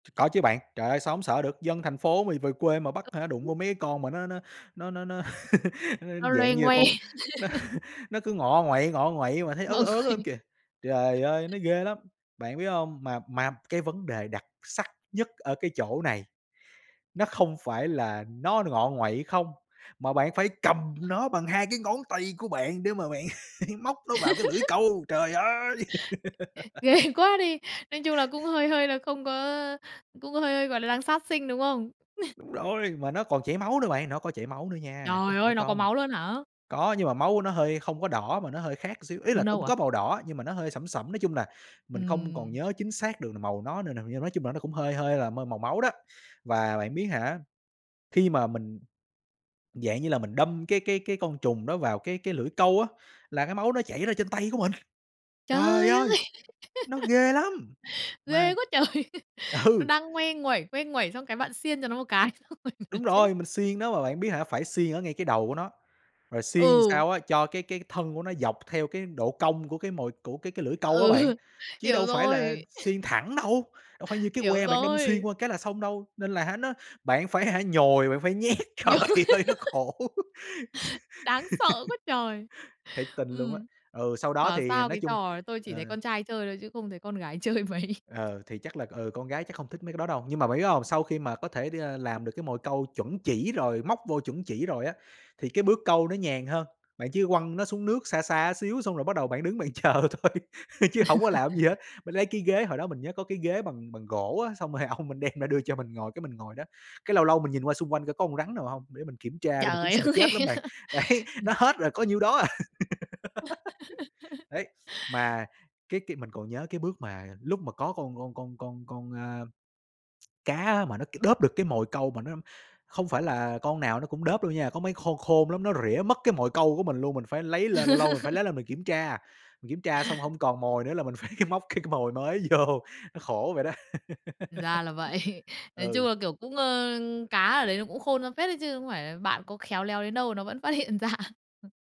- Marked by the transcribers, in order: tapping; unintelligible speech; laugh; chuckle; laughing while speaking: "Mọi người"; other background noise; stressed: "cầm"; stressed: "ngón tay"; laugh; chuckle; laughing while speaking: "Ghê"; laugh; chuckle; chuckle; laughing while speaking: "trời!"; laughing while speaking: "ừ"; laughing while speaking: "xong rồi nó chết"; laughing while speaking: "Ừ"; laugh; laughing while speaking: "Nhồi"; laugh; laughing while speaking: "nhét. Trời ơi, nó khổ!"; laugh; laughing while speaking: "chơi mấy"; laugh; laughing while speaking: "chờ thôi"; chuckle; laughing while speaking: "rồi ông"; laughing while speaking: "ơi!"; laugh; laughing while speaking: "Đấy"; laugh; laugh; laughing while speaking: "phải móc cái cái mồi mới vô"; chuckle; laugh; laughing while speaking: "ra"
- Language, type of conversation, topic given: Vietnamese, podcast, Bạn có thể kể cho mình nghe một kỷ niệm gắn với mùa hè không?